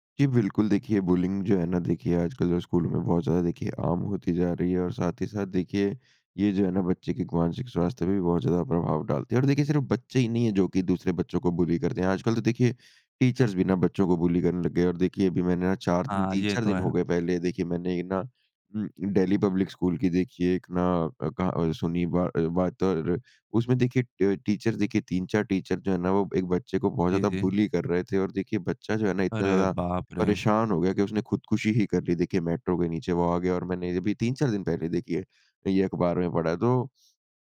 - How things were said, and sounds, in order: in English: "बुलिंग"; in English: "बुली"; in English: "टीचर्स"; in English: "बुली"; in English: "ट टीचर्स"; in English: "टीचर"; in English: "बुली"
- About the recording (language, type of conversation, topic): Hindi, podcast, मानसिक स्वास्थ्य को स्कूल में किस तरह शामिल करें?